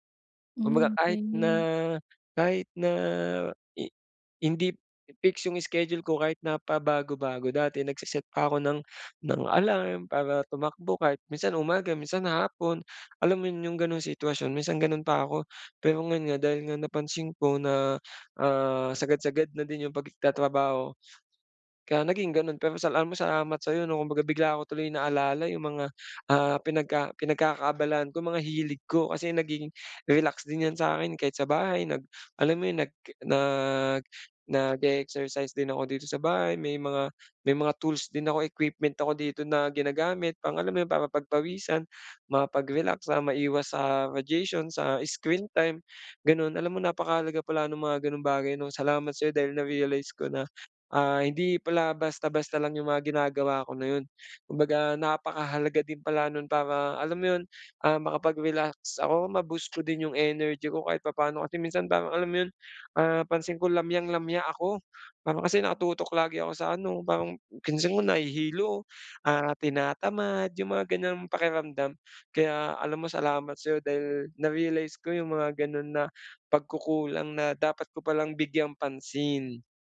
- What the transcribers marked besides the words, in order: other background noise; "okey" said as "key"; in English: "radiation, sa screen time"
- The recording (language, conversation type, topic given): Filipino, advice, Paano ako makakapagpahinga sa bahay kung palagi akong abala?